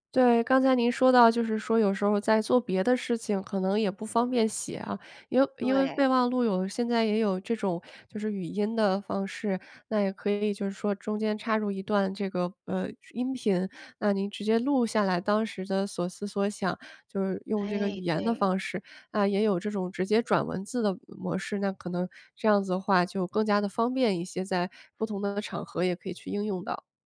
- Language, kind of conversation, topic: Chinese, advice, 我怎样把突发的灵感变成结构化且有用的记录？
- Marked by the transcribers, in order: none